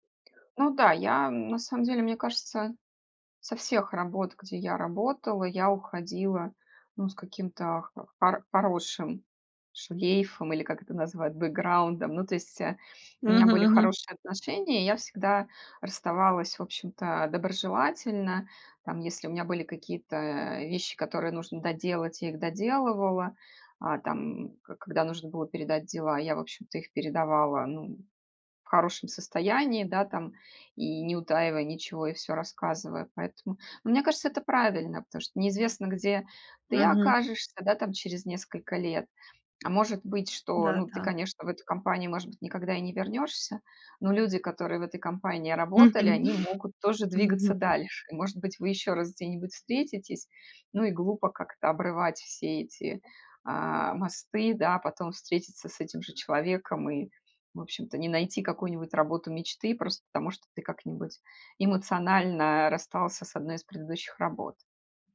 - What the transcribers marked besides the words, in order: tapping; laughing while speaking: "Мгм"
- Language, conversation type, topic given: Russian, podcast, Как ты принимаешь решение о смене работы или города?